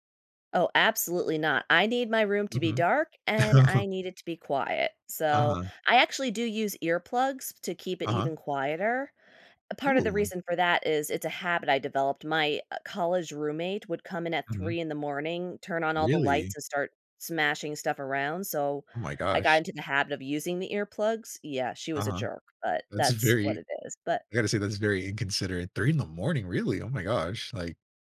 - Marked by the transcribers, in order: other background noise; laugh; laughing while speaking: "very"
- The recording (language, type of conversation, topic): English, unstructured, How can I use better sleep to improve my well-being?